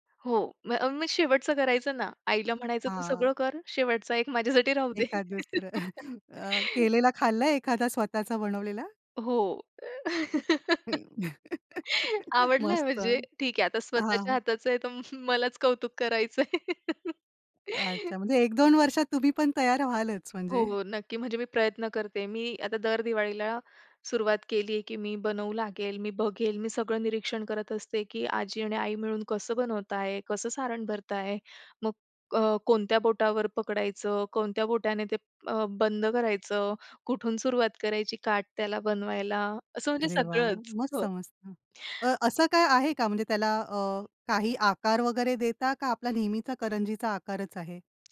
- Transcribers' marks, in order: other background noise; chuckle; laugh; chuckle; laugh
- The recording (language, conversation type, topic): Marathi, podcast, तुम्ही वारसा म्हणून पुढच्या पिढीस कोणती पारंपरिक पाककृती देत आहात?